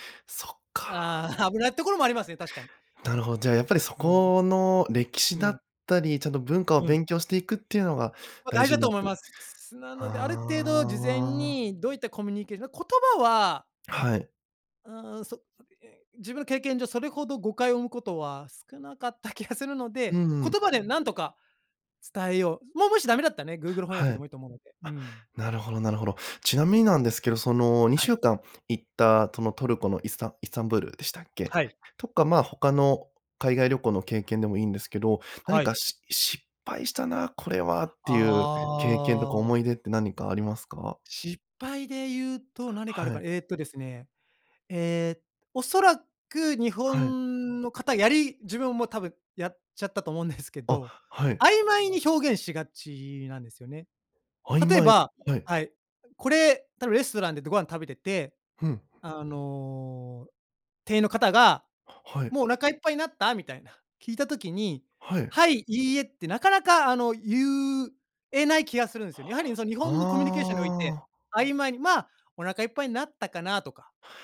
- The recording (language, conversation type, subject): Japanese, podcast, 一番心に残っている旅のエピソードはどんなものでしたか？
- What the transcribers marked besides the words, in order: unintelligible speech; other background noise; drawn out: "ああ"